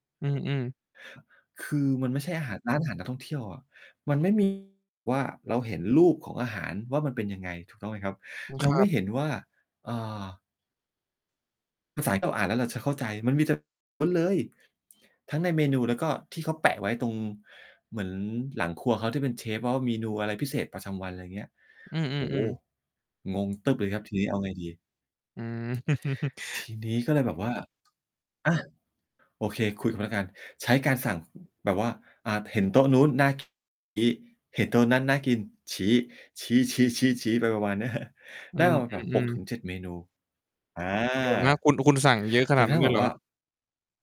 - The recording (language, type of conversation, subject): Thai, podcast, คุณเคยหลงทางแล้วบังเอิญเจอร้านอาหารอร่อยมากไหม?
- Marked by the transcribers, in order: distorted speech; static; tapping; chuckle; other background noise; laughing while speaking: "เนี้ย"